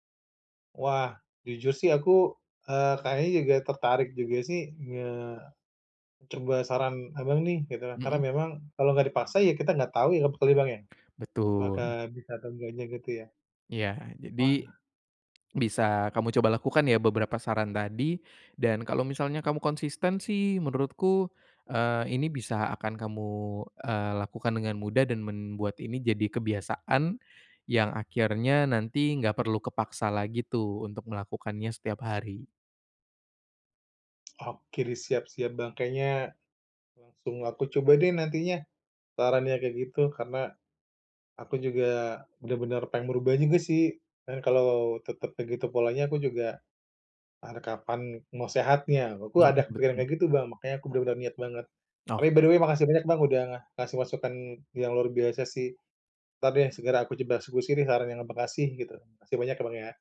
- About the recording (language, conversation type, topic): Indonesian, advice, Bagaimana cara membangun kebiasaan disiplin diri yang konsisten?
- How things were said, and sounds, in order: in English: "by the way"